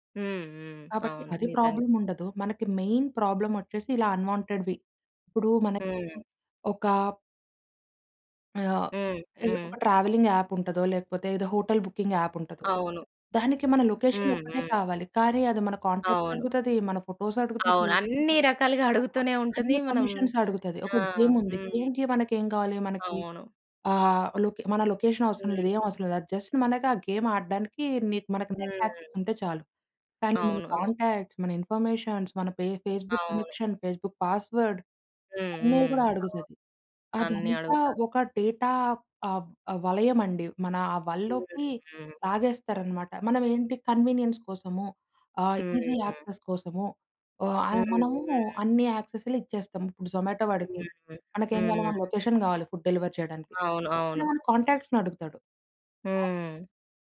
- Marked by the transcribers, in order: in English: "ప్రాబ్లమ్"; in English: "మెయిన్"; in English: "అన్‌వాంటెడ్‌వి"; other background noise; in English: "ట్రావెలింగ్ యాప్"; in English: "హోటల్ బుకింగ్ యాప్"; in English: "కాంటాక్ట్స్"; in English: "ఫోటోస్"; in English: "పర్మిషన్స్"; in English: "గేమ్"; in English: "గేమ్‌కి"; in English: "జస్ట్"; in English: "గేమ్"; in English: "నెట్ యాక్సెస్"; in English: "కాంటాక్ట్స్"; in English: "ఇన్‌ఫర్‌మేషన్"; in English: "ఫేస్‌బుక్ కనెక్షన్, ఫేస్‌బుక్ పాస్‌వర్డ్"; in English: "డేటా"; in English: "కన్వీనియన్స్"; in English: "ఈ‌జి యాక్సెస్"; in English: "యాక్సెస్‌లు"; in English: "జొమాటో"; in English: "లొకేషన్"; in English: "ఫుడ్ డెలివరీ"
- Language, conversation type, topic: Telugu, podcast, ఆన్‌లైన్‌లో మీ గోప్యతను మీరు ఎలా జాగ్రత్తగా కాపాడుకుంటారు?